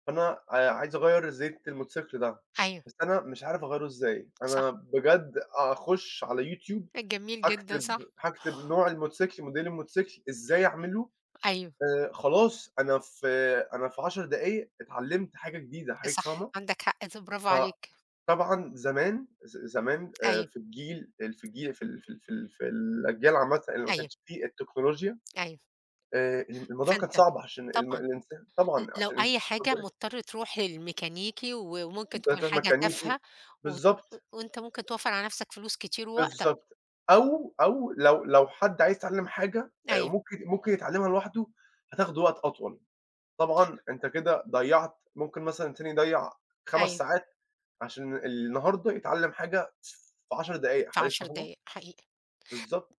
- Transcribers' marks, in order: tapping; in English: "model الموتسيكل"; unintelligible speech; other background noise
- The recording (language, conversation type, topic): Arabic, unstructured, إنت شايف إن السوشيال ميديا بتضيّع وقتنا أكتر ما بتفيدنا؟